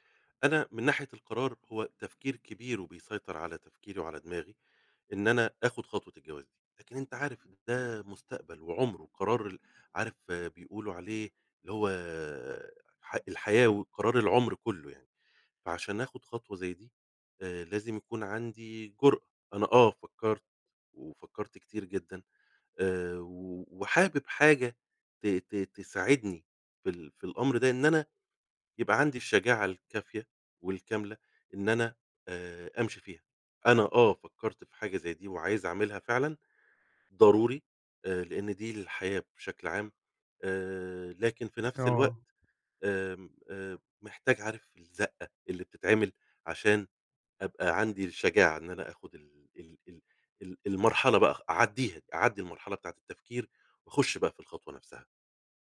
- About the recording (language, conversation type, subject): Arabic, advice, إزاي أتخيّل نتائج قرارات الحياة الكبيرة في المستقبل وأختار الأحسن؟
- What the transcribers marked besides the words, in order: none